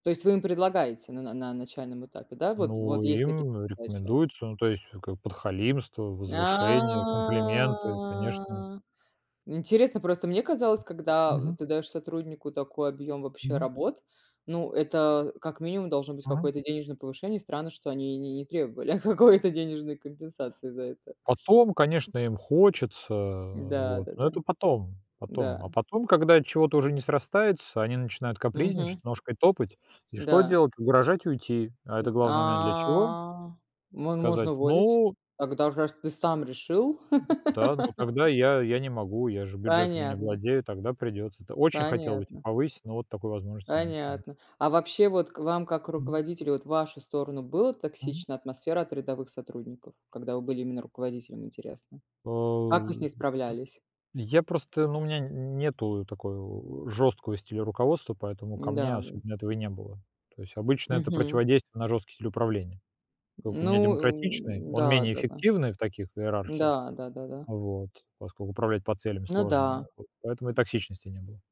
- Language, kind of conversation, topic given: Russian, unstructured, Как вы справляетесь с токсичной атмосферой на работе?
- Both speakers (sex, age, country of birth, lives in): female, 35-39, Armenia, United States; male, 45-49, Russia, Italy
- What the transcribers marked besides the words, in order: drawn out: "А"; other background noise; laughing while speaking: "какой-то"; sniff; drawn out: "А"; other noise; laugh; tapping